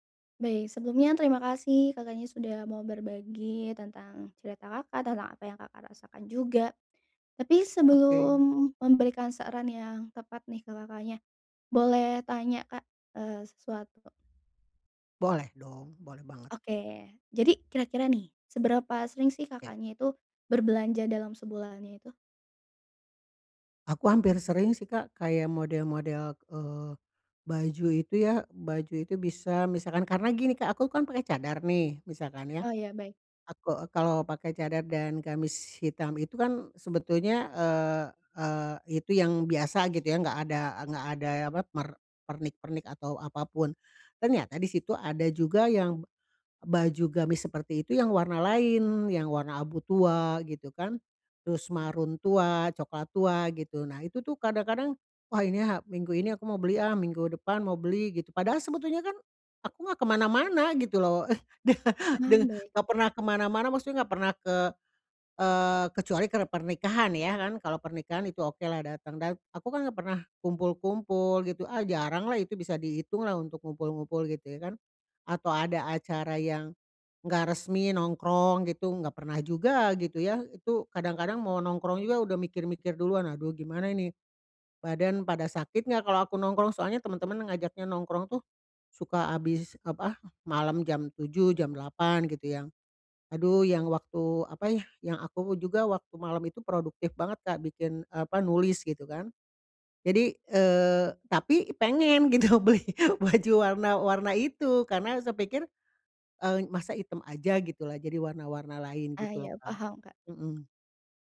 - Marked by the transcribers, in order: laughing while speaking: "De de"; other background noise; laughing while speaking: "gitu, beli baju"; tapping
- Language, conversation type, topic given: Indonesian, advice, Bagaimana cara membedakan kebutuhan dan keinginan saat berbelanja?